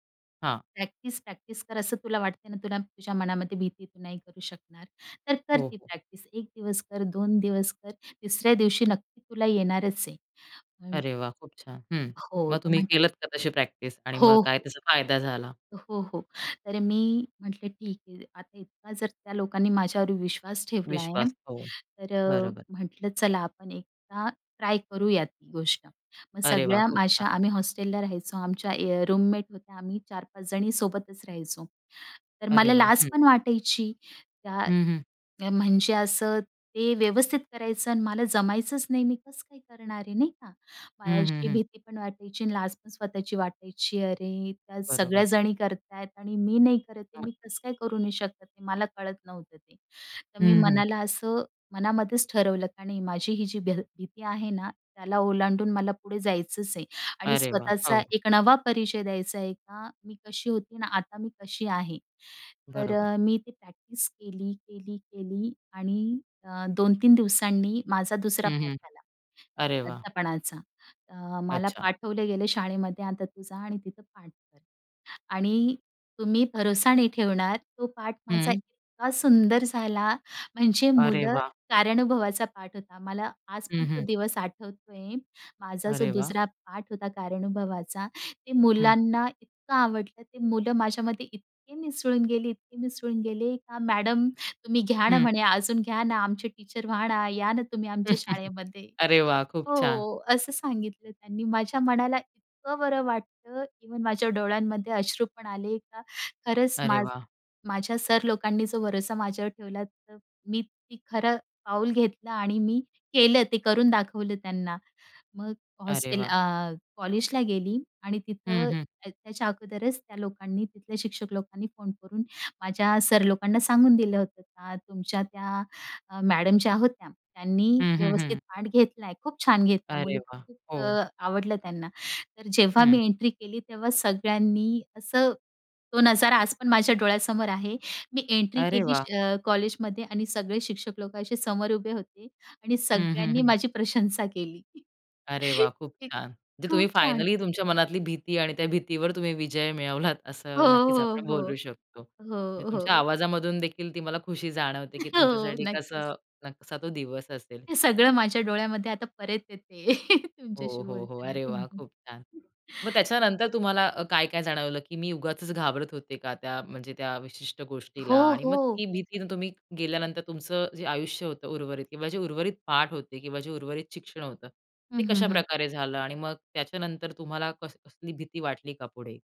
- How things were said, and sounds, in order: in English: "प्रॅक्टिस, प्रॅक्टिस"; in English: "प्रॅक्टिस"; in English: "प्रॅक्टिस?"; in English: "रूममेट"; horn; in English: "प्रॅक्टिस"; in English: "टीचर"; chuckle; in English: "एंट्री"; in English: "एंट्री"; chuckle; joyful: "खूप छान"; in English: "फायनली"; joyful: "हो, हो, हो, हो, हो"; laughing while speaking: "हो. नक्कीच"; anticipating: "हे सगळं माझ्या डोळ्यामध्ये आता परत येते तुमच्याशी बोलताना तेव्हा"; laughing while speaking: "येते तुमच्याशी बोलताना तेव्हा"; other background noise
- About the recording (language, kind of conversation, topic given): Marathi, podcast, मनातली भीती ओलांडून नवा परिचय कसा उभा केला?